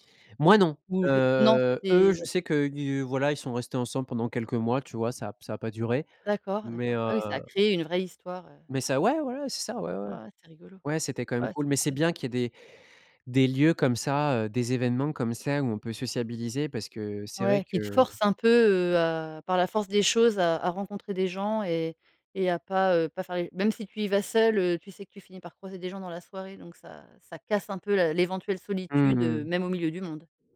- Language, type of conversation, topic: French, podcast, Comment fais-tu pour briser l’isolement quand tu te sens seul·e ?
- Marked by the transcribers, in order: stressed: "casse"